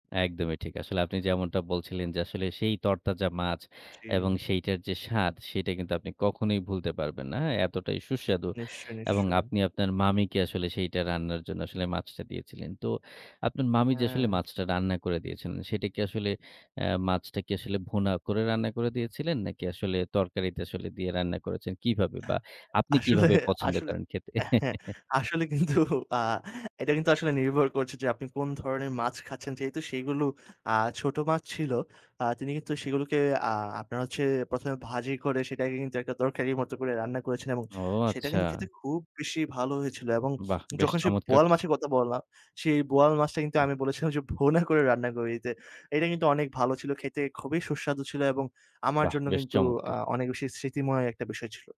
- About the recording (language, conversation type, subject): Bengali, podcast, লোকাল বাজারে ঘুরে তুমি কী কী প্রিয় জিনিস আবিষ্কার করেছিলে?
- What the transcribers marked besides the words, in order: other noise; laughing while speaking: "আসলে, আসলে হ্যাঁ, আসলে কিন্তু"; chuckle; lip smack; other background noise